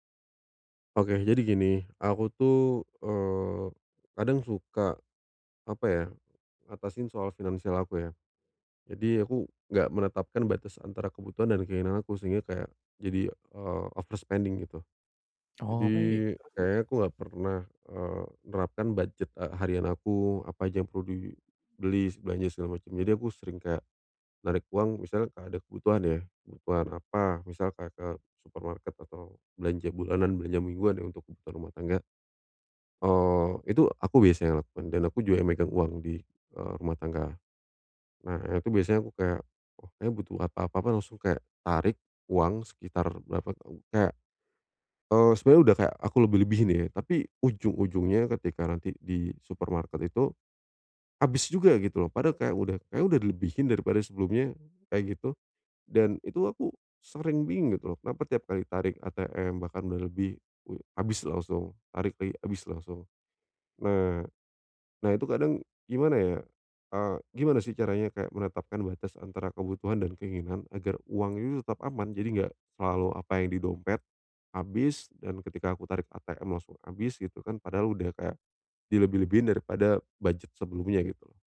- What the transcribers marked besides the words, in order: in English: "over spending"; lip smack; other background noise; tapping
- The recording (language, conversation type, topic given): Indonesian, advice, Bagaimana cara menetapkan batas antara kebutuhan dan keinginan agar uang tetap aman?